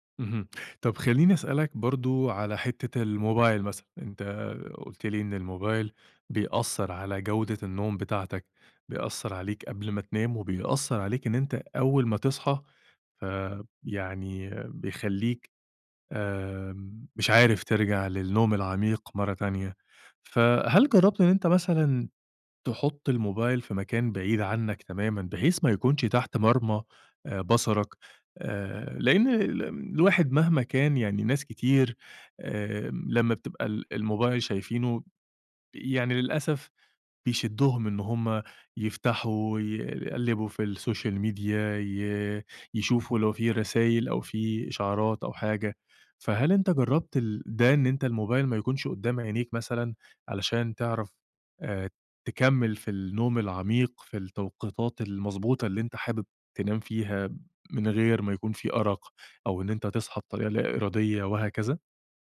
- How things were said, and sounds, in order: in English: "السوشيال ميديا"
- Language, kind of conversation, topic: Arabic, advice, إزاي بتصحى بدري غصب عنك ومابتعرفش تنام تاني؟